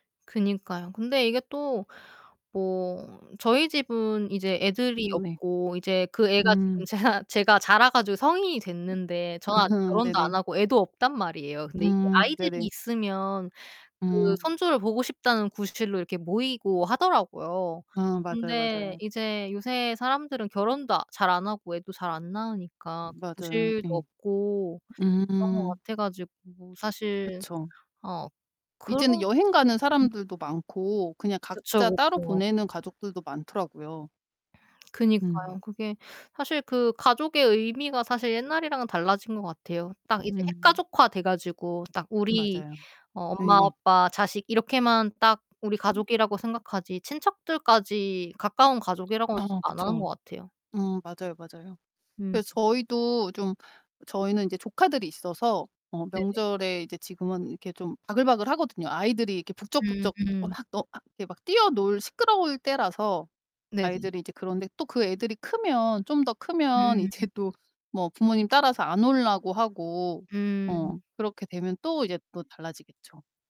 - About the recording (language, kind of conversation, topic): Korean, unstructured, 한국 명절 때 가장 기억에 남는 풍습은 무엇인가요?
- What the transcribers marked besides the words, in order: distorted speech; laughing while speaking: "제가"; other background noise; laughing while speaking: "아"; laughing while speaking: "이제"